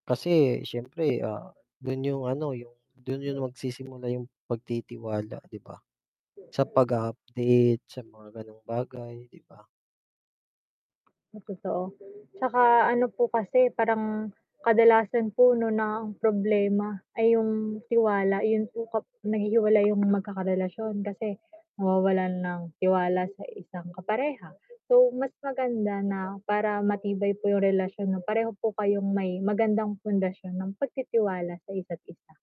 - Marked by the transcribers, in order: background speech; distorted speech; other background noise
- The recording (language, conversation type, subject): Filipino, unstructured, Paano mo sinusuportahan ang kapareha mo sa mga hamon sa buhay?